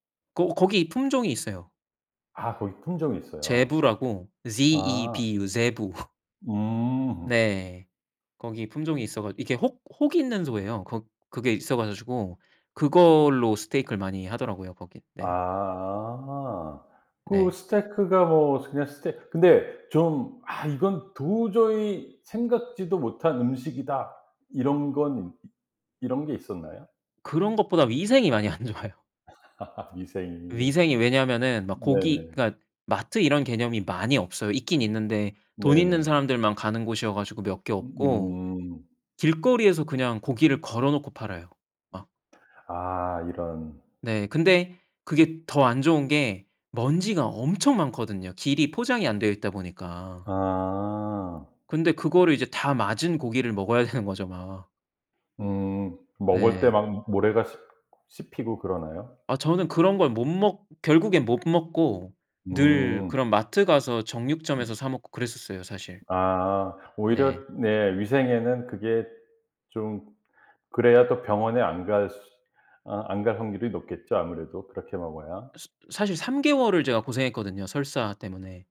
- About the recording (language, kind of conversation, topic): Korean, podcast, 가장 기억에 남는 여행 경험을 이야기해 주실 수 있나요?
- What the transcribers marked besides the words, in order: laughing while speaking: "안 좋아요"; laugh; tapping